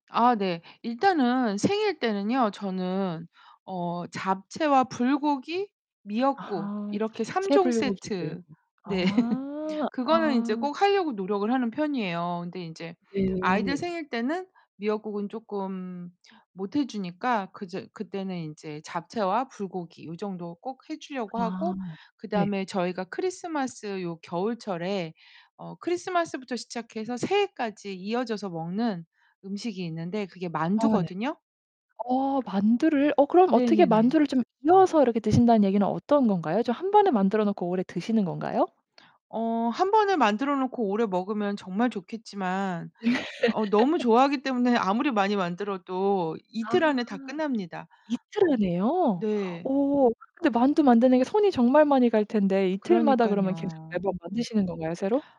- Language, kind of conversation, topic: Korean, podcast, 당신에게 전통 음식은 어떤 의미인가요?
- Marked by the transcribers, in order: tapping; laugh; distorted speech; other background noise; laugh